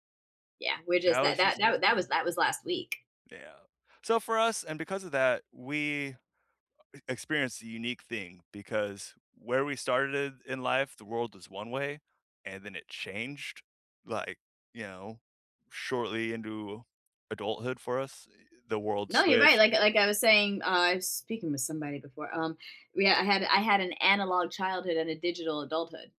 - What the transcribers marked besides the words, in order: other background noise; tapping
- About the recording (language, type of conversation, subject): English, unstructured, Which reality shows do you secretly love, and what keeps you hooked—comfort, chaos, or the characters?